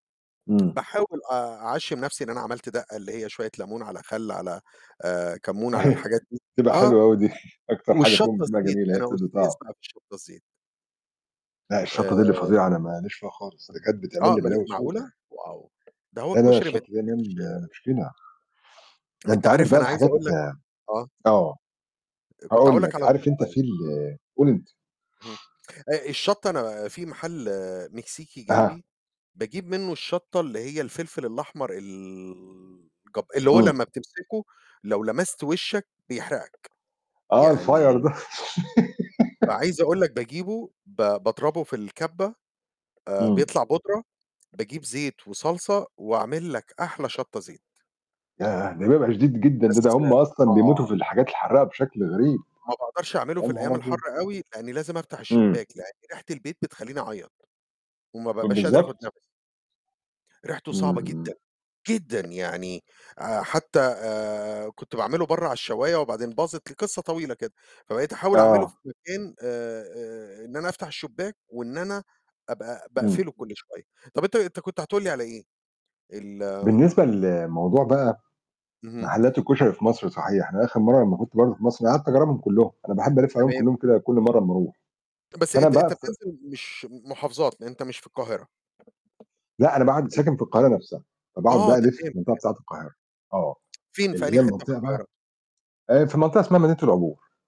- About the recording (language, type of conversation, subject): Arabic, unstructured, إيه الأكلة اللي بتخليك تحس بالسعادة فورًا؟
- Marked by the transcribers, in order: tapping; laughing while speaking: "أيوة"; chuckle; other noise; in English: "man"; other background noise; in English: "الfire"; laugh; distorted speech; static